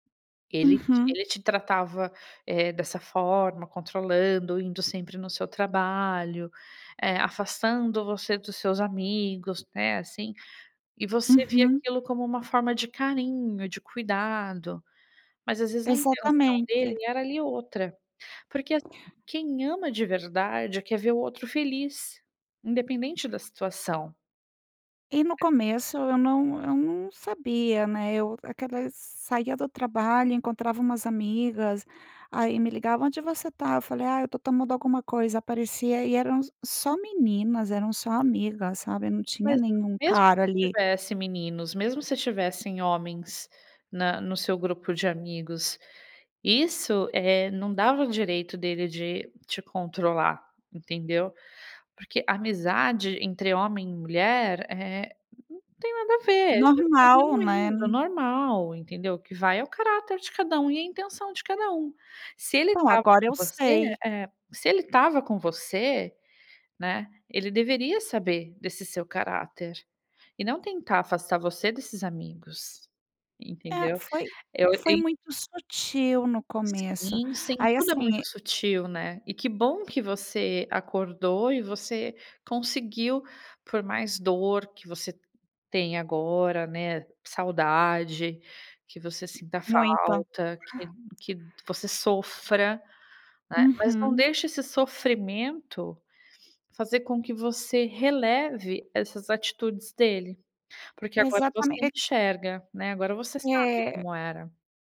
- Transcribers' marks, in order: tapping; unintelligible speech
- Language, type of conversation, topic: Portuguese, advice, Como você está lidando com o fim de um relacionamento de longo prazo?